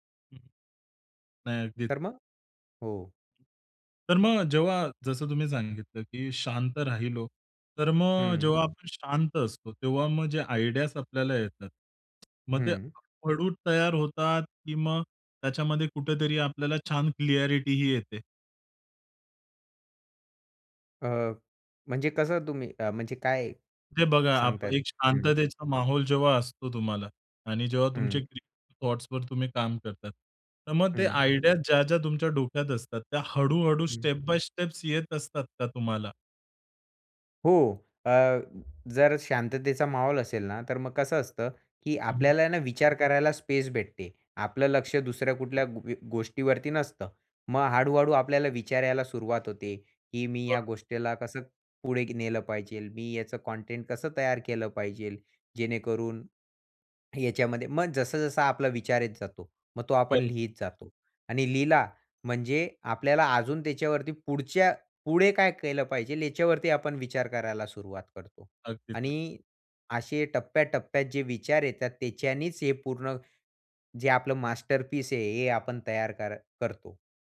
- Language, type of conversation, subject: Marathi, podcast, सर्जनशील अडथळा आला तर तुम्ही सुरुवात कशी करता?
- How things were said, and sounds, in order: other background noise; in English: "आयडियाज"; tapping; in English: "क्लॅरिटीही"; in Hindi: "माहौल"; in English: "क्रीएटिव थॉट्सवर"; in English: "आयडिया"; in English: "स्टेप बाय स्टेप्स"; in Hindi: "माहौल"; in English: "स्पेस"; in English: "मास्टरपीस"